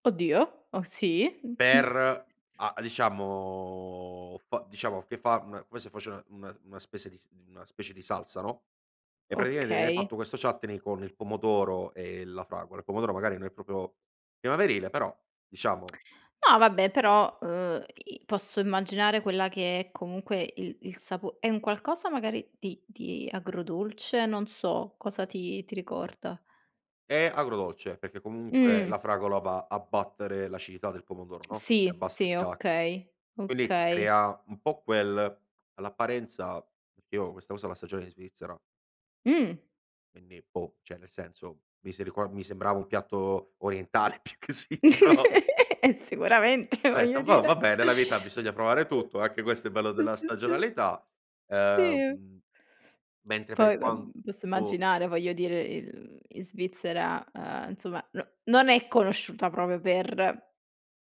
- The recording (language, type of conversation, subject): Italian, podcast, Che importanza dai alla stagionalità nelle ricette che prepari?
- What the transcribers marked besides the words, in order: drawn out: "diciamo"; chuckle; other background noise; "praticamente" said as "pratigamende"; "proprio" said as "propio"; "cioè" said as "ceh"; laughing while speaking: "orientale più che svizzero"; giggle; laughing while speaking: "Eh, sicuramente, voglio dire"